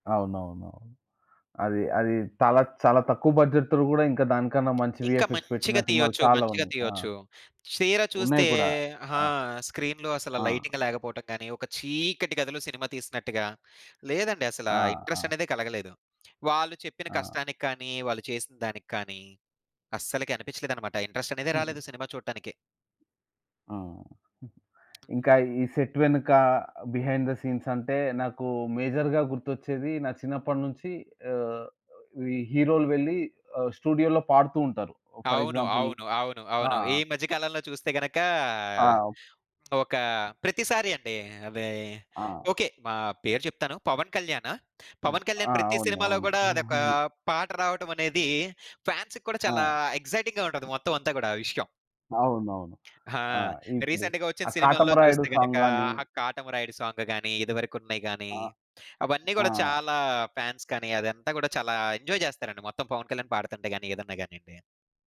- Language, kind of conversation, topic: Telugu, podcast, సెట్ వెనుక జరిగే కథలు మీకు ఆసక్తిగా ఉంటాయా?
- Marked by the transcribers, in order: in English: "బడ్జెట్ త్రు"; in English: "వీఎఫ్ఎక్స్"; tapping; in English: "స్క్రీన్‌లో"; in English: "లైటింగ్"; in English: "ఇంట్రెస్ట్"; in English: "ఇంట్రెస్ట్"; giggle; in English: "సెట్"; other noise; in English: "బిహైండ్ ద సీన్స్"; in English: "మేజర్‌గా"; in English: "హీరోలు"; in English: "స్టూడియోలో"; in English: "ఫర్ ఎగ్జాంపుల్"; giggle; in English: "ఫాన్స్‌కి"; in English: "ఎక్సైటింగ్‌గా"; other background noise; in English: "రీసెంట్‌గా"; in English: "సాంగ్"; in English: "సాంగ్"; in English: "ఫాన్స్"; in English: "ఎంజాయ్"